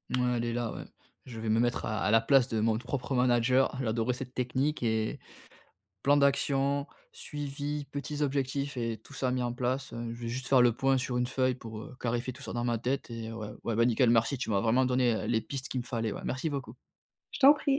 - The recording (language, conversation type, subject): French, advice, Pourquoi est-ce que je me sens coupable après avoir manqué des sessions créatives ?
- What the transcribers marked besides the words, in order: none